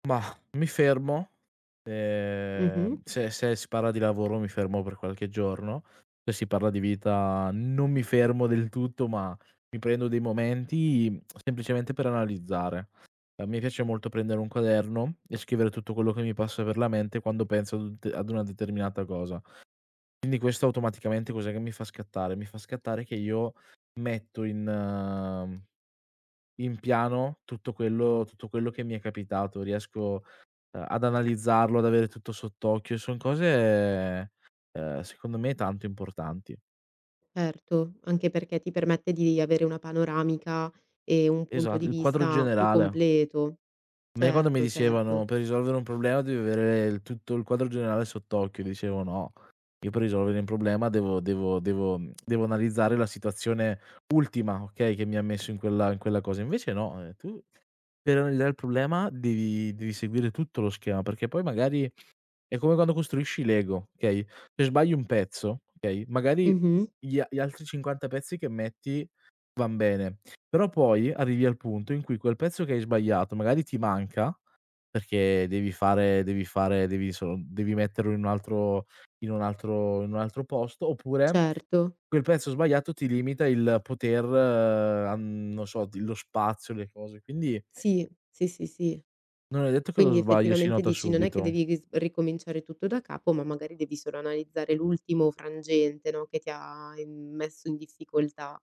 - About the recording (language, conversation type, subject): Italian, podcast, Qual è il primo passo che consiglieresti a chi vuole ricominciare?
- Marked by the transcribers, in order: tsk; tsk; unintelligible speech; other background noise